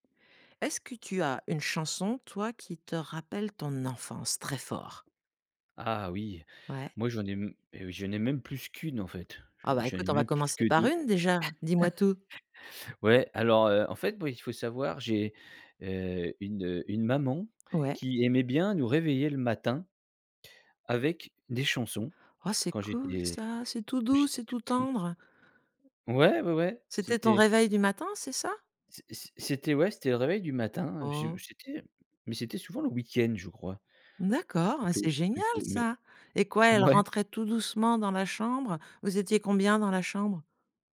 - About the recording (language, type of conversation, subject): French, podcast, Quelle chanson te rappelle ton enfance ?
- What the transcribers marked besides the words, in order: stressed: "enfance"; laugh; laughing while speaking: "ouais"